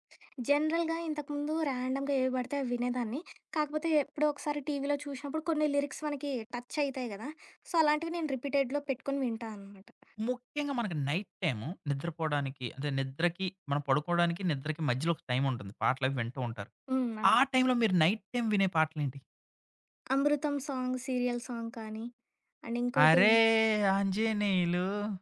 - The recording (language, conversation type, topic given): Telugu, podcast, నీకు హృదయానికి అత్యంత దగ్గరగా అనిపించే పాట ఏది?
- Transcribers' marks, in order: other background noise; in English: "జనరల్‌గా"; in English: "రాండమ్‌గా"; in English: "లిరిక్స్"; in English: "టచ్"; in English: "సో"; in English: "రిపీటెడ్‌లో"; in English: "నైట్ టైమ్"; in English: "నైట్ టైమ్"; in English: "సాంగ్"; in English: "సాంగ్"; in English: "అండ్"; singing: "అరే, అంజినీలు"